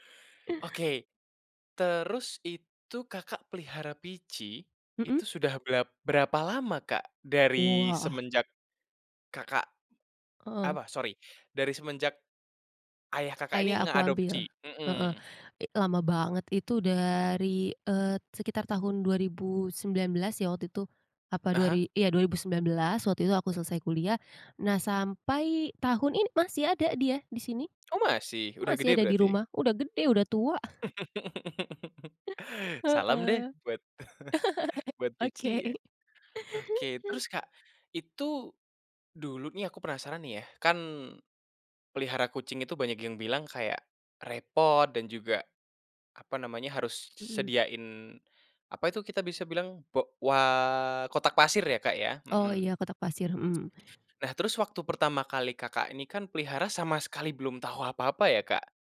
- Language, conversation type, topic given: Indonesian, podcast, Apa kenangan terbaikmu saat memelihara hewan peliharaan pertamamu?
- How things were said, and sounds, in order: chuckle; laugh; chuckle; laugh; laughing while speaking: "Oke"; tsk